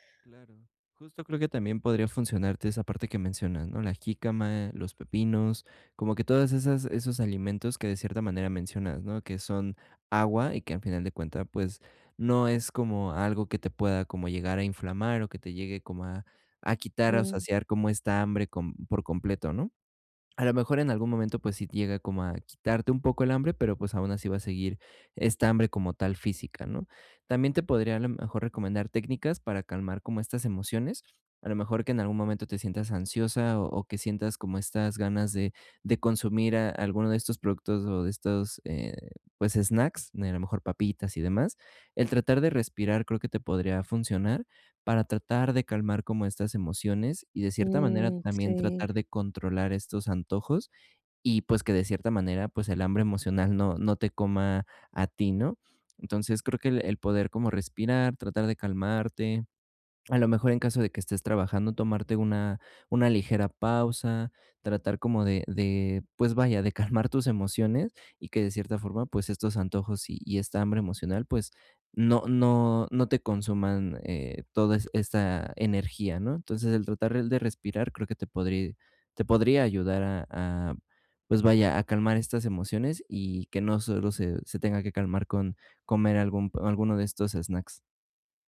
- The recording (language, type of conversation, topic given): Spanish, advice, ¿Cómo puedo controlar mis antojos y el hambre emocional?
- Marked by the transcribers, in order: laughing while speaking: "calmar"